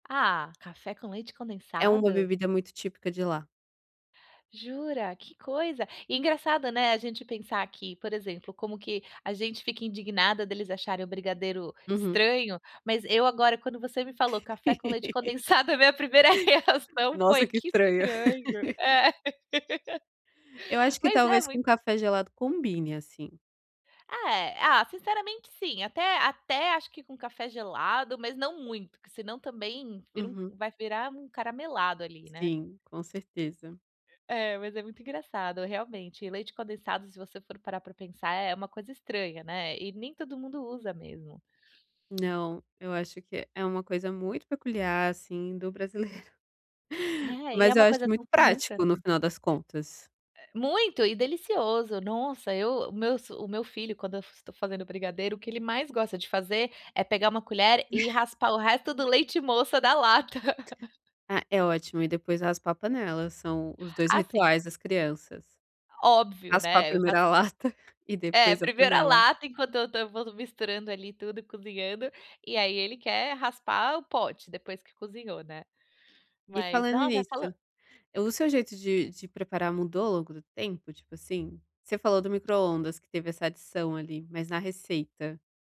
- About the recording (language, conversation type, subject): Portuguese, podcast, Que comida da sua infância diz mais sobre as suas raízes?
- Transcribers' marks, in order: tapping; laugh; laughing while speaking: "a minha primeira reação"; laugh; laugh; chuckle; other background noise; laugh